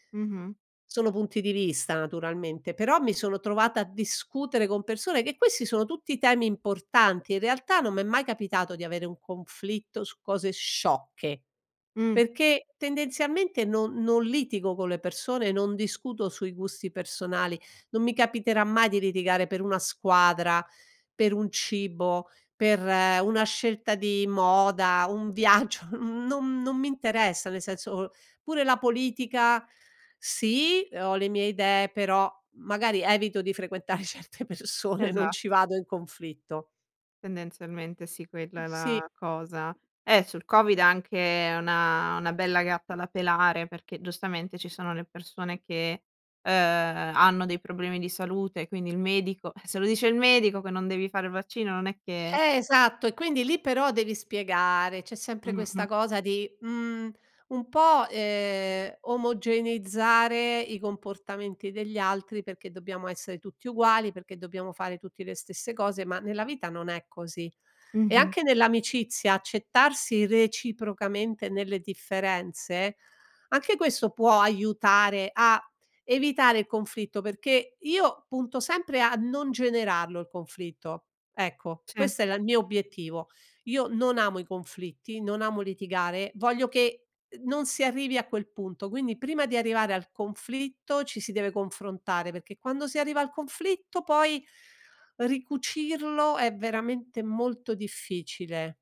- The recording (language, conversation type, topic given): Italian, podcast, Come si può ricostruire la fiducia dopo un conflitto?
- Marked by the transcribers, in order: laughing while speaking: "viaggio"; laughing while speaking: "frequentare certe persone"; other background noise